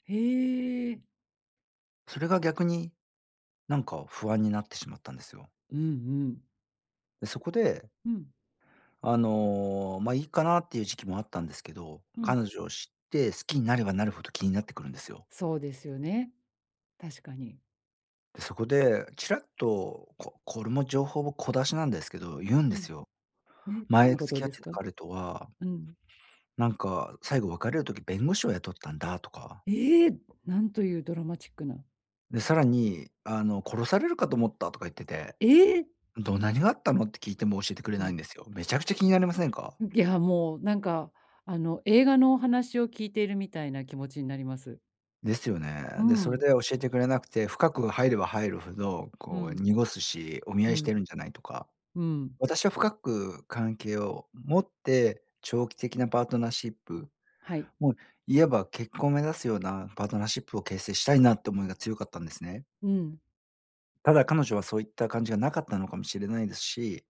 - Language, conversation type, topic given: Japanese, advice, 引っ越しで生じた別れの寂しさを、どう受け止めて整理すればいいですか？
- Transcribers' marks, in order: none